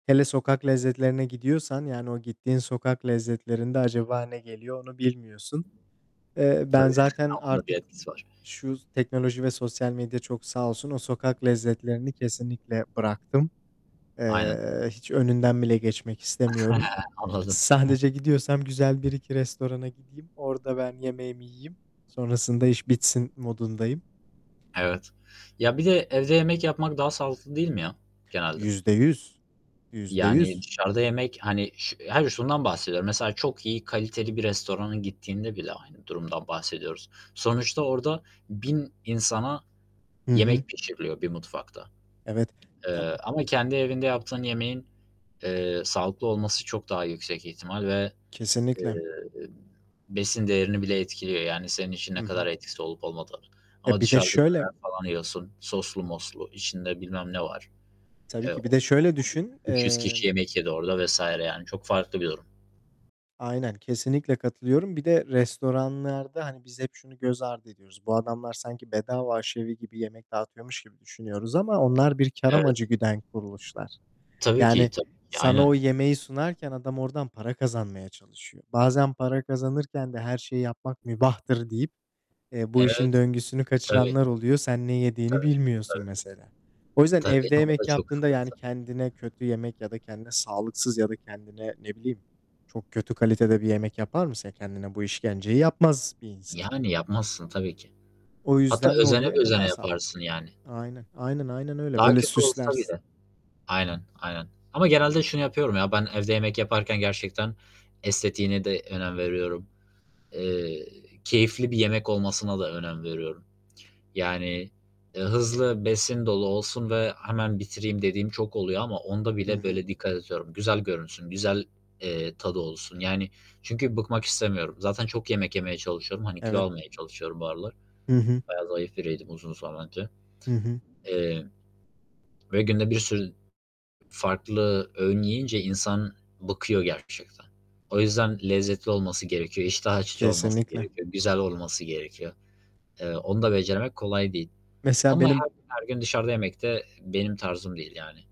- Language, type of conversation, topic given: Turkish, unstructured, Sence evde yemek yapmak mı yoksa dışarıda yemek yemek mi daha iyi?
- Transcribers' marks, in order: other background noise; static; distorted speech; chuckle; laughing while speaking: "Sadece gidiyorsam güzel bir iki restorana gideyim"; tapping; unintelligible speech